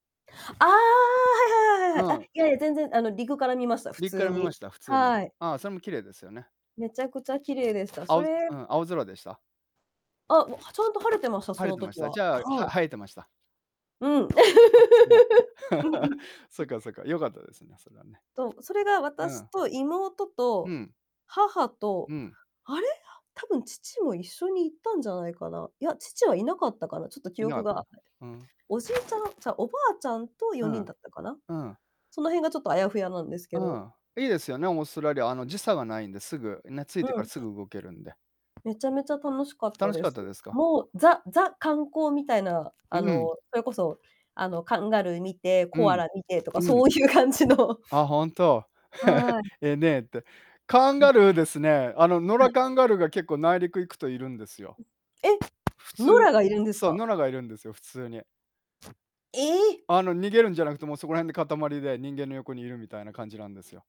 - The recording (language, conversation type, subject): Japanese, unstructured, 家族で旅行に行ったことはありますか？どこに行きましたか？
- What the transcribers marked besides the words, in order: other background noise; static; tapping; laugh; distorted speech; laugh; laughing while speaking: "そういう感じの"; laugh